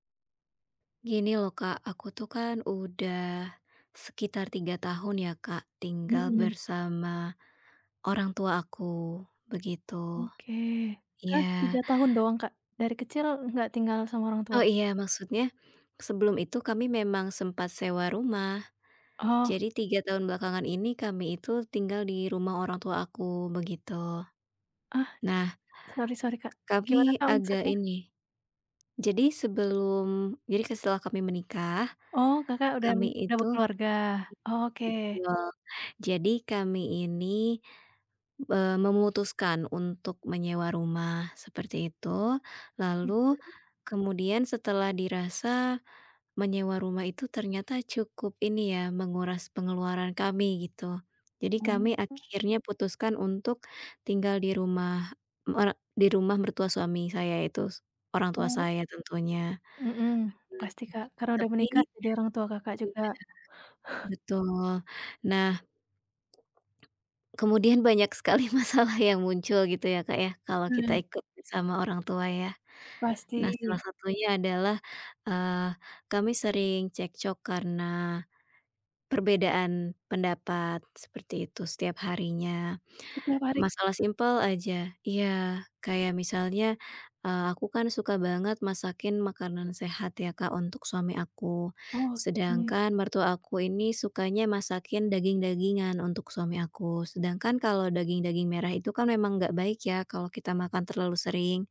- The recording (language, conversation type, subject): Indonesian, advice, Haruskah saya membeli rumah pertama atau terus menyewa?
- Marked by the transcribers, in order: tapping; other background noise; unintelligible speech; unintelligible speech; swallow; laughing while speaking: "masalah"